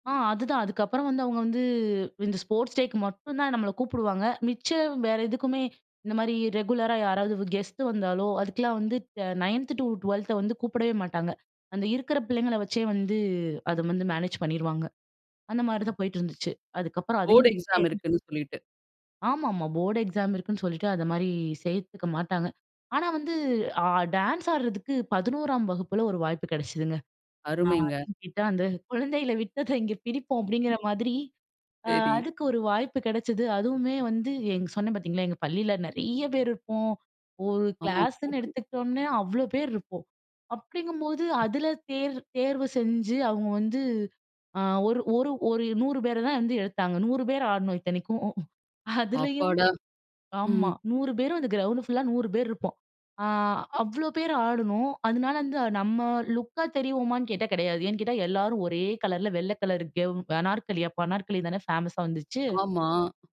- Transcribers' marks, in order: in English: "ஸ்போர்ட்ஸ் டேக்கு"; other background noise; in English: "ரெகுலரா"; in English: "கெஸ்ட்"; in English: "நயன்த் டு டுவல்த்த"; in English: "மேனேஜ்"; other noise; in English: "போர்ட் எக்ஸாம்"; unintelligible speech; in English: "போர்ட் எக்ஸாம்"; laughing while speaking: "குழந்தைல விட்டத, இங்க பிடிப்போம். அப்படிங்கிற மாதிரி"; laughing while speaking: "இத்தனைக்கும். அதுலயும்"
- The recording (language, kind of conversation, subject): Tamil, podcast, பள்ளிக்கால நினைவுகளில் உங்களை மகிழ்ச்சியடைய வைத்த ஒரு தருணம் என்ன?